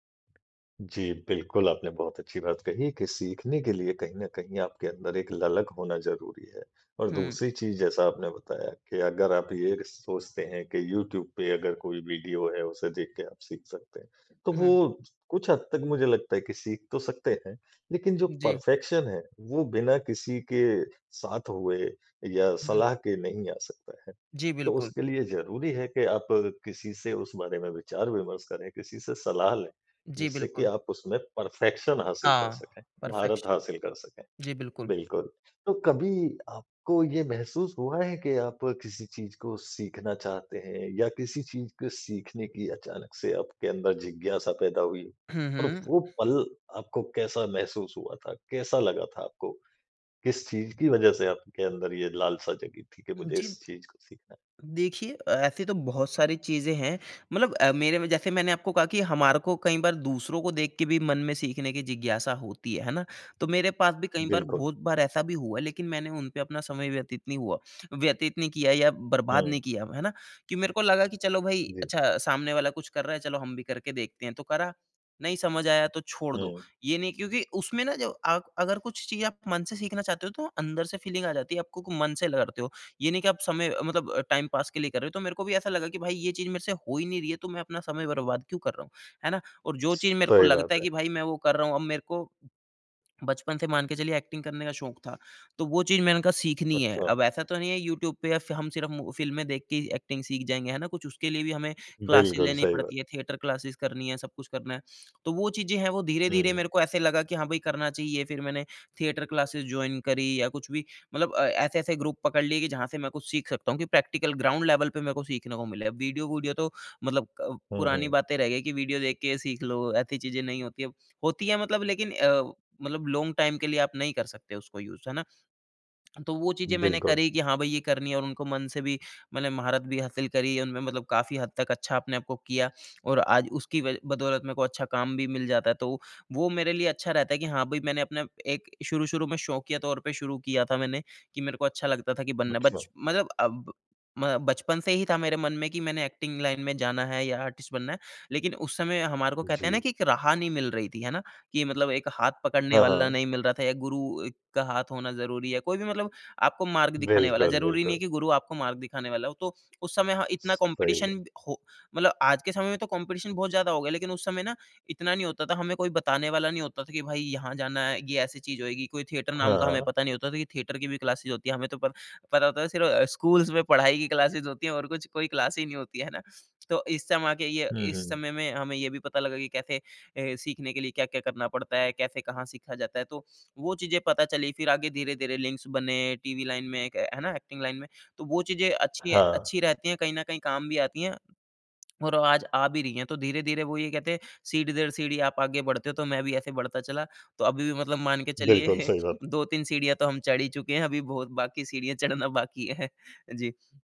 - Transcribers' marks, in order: in English: "पर्फ़ेक्शन"; in English: "पर्फ़ेक्शन"; in English: "पर्फेक्शन"; in English: "फ़ीलिंग"; in English: "टाइम पास"; other background noise; swallow; in English: "एक्टिंग"; in English: "एक्टिंग"; in English: "क्लासेस"; in English: "थिएटर क्लासेज़"; in English: "थिएटर क्लासेस जॉइन"; in English: "ग्रुप"; in English: "प्रैक्टिकल ग्राउंड लेवल"; in English: "लॉन्ग टाइम"; in English: "यूज़"; lip smack; in English: "एक्टिंग लाइन"; in English: "आर्टिस्ट"; joyful: "बिल्कुल, बिल्कुल"; in English: "कॉम्पिटिशन"; in English: "कॉम्पिटिशन"; in English: "थिएटर"; in English: "थिएटर"; in English: "क्लासेस"; in English: "क्लासेज़"; in English: "क्लास"; in English: "लिंक्स"; in English: "लाइन"; in English: "एक्टिंग लाइन"; swallow; chuckle; laughing while speaking: "चढ़ना बाकी है"
- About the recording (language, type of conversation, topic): Hindi, podcast, आप सीखने की जिज्ञासा को कैसे जगाते हैं?